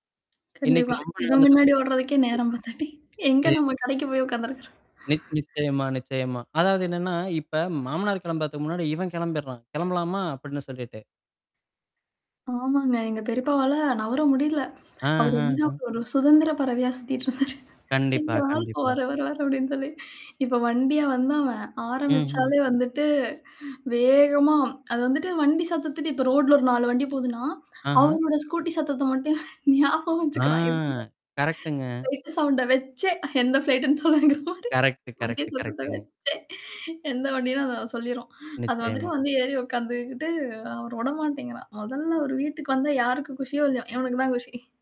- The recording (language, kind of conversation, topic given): Tamil, podcast, குழந்தைகள் பிறந்த பிறகு உங்கள் உறவில் என்ன மாற்றங்கள் ஏற்படும் என்று நீங்கள் நினைக்கிறீர்கள்?
- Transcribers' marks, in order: distorted speech; laughing while speaking: "எங்க நம்ம கடைக்கு போய் உக்காந்துருக்க"; unintelligible speech; laughing while speaking: "இருந்தாரு. இங்க இப்ப வர, வர வர அப்படின்னு சொல்லி"; unintelligible speech; other noise; in English: "ஸ்கூட்டி"; laughing while speaking: "ஞாபகம் வச்சுக்கிறான், எப்டியோ"; drawn out: "ஆ"; in English: "ஃப்ளைட் சவுண்ட"; laughing while speaking: "எந்த ஃப்ளைட்ன்னு சொல்லுவாங்கிறமாரி. வண்டி சத்தத்த வச்சே. எந்த வண்டின்னு அத சொல்லிருவா"; in English: "ஃப்ளைட்ன்னு"; in Hindi: "குஷி"